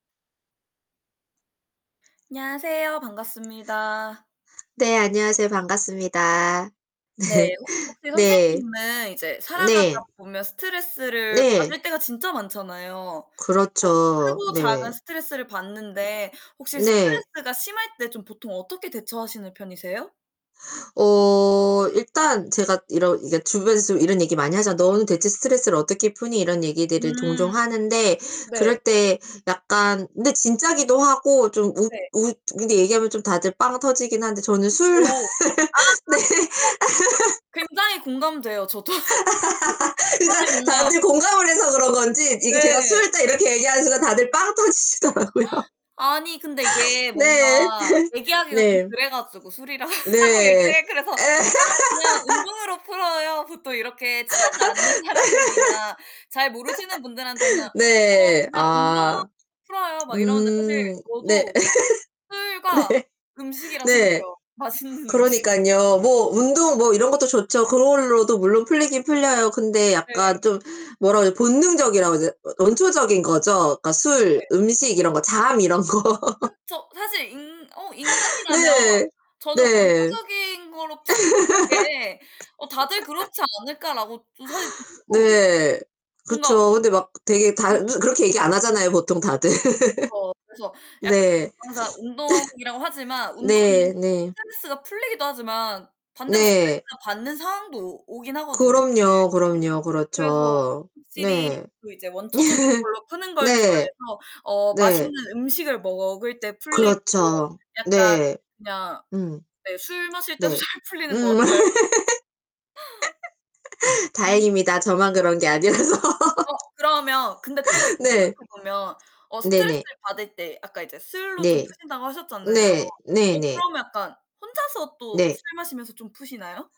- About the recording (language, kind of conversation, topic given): Korean, unstructured, 스트레스가 심할 때 보통 어떻게 대처하시나요?
- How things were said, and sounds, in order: other background noise; tapping; distorted speech; laugh; laughing while speaking: "네"; laugh; laughing while speaking: "네"; laugh; laughing while speaking: "저도"; laugh; gasp; laughing while speaking: "터지시더라고요. 네"; laugh; laughing while speaking: "술이라 하고 얘기해"; laugh; laugh; laughing while speaking: "네"; laughing while speaking: "맛있는 음식"; laughing while speaking: "이런 거"; laugh; laughing while speaking: "푸는 게"; laugh; laughing while speaking: "다들"; laugh; sniff; laugh; laugh; laughing while speaking: "잘 풀리는 것 같아요"; laugh; laughing while speaking: "아니라서"; laugh